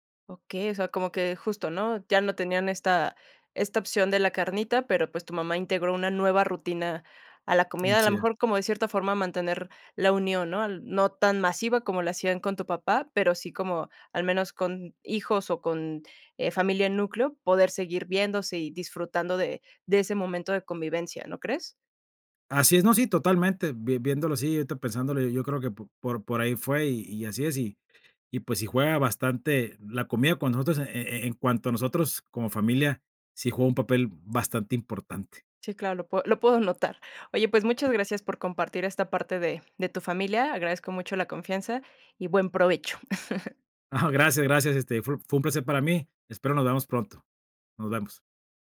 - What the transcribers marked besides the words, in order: tapping; other background noise; laugh; joyful: "Gracias, gracias"
- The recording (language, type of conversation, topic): Spanish, podcast, ¿Qué papel juega la comida en tu identidad familiar?